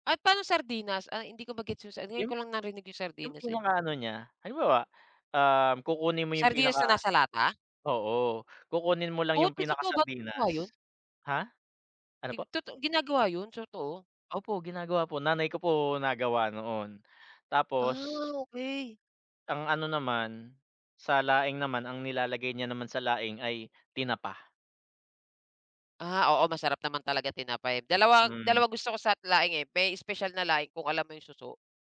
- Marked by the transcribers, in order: tapping
- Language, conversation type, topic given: Filipino, unstructured, Ano ang unang lugar na gusto mong bisitahin sa Pilipinas?